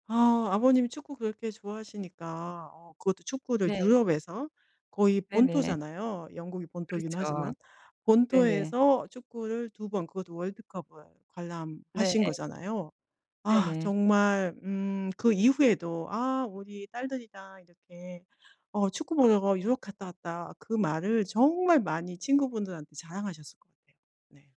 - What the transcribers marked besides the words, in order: tapping
- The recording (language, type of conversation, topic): Korean, podcast, 혹시 여행 중에 길을 잃어본 적이 있으신가요?